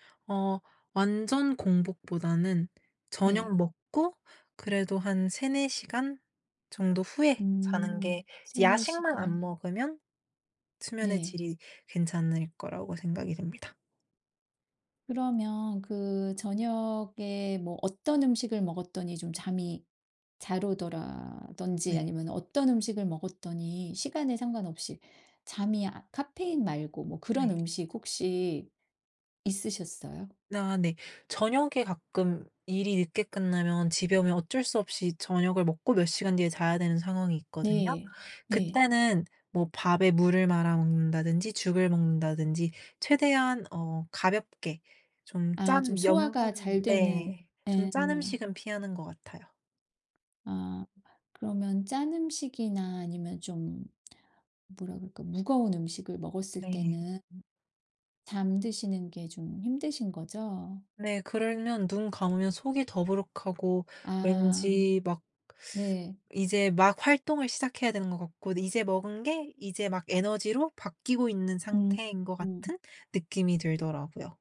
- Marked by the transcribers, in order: other background noise; tapping; "그러면" said as "그럴면"; teeth sucking
- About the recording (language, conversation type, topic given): Korean, podcast, 잠을 잘 자려면 어떤 수면 루틴을 추천하시나요?